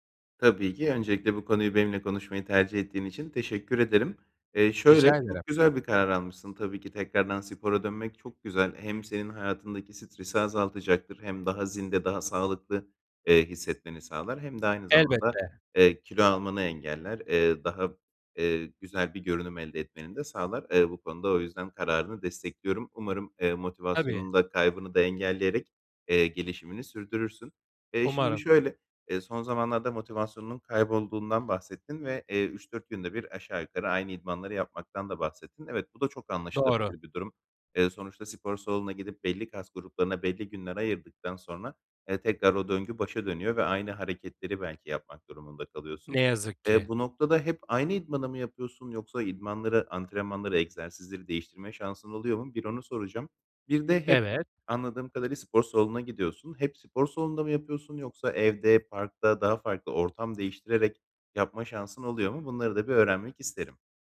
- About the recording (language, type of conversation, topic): Turkish, advice, Motivasyon kaybı ve durgunluk
- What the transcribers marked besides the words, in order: other background noise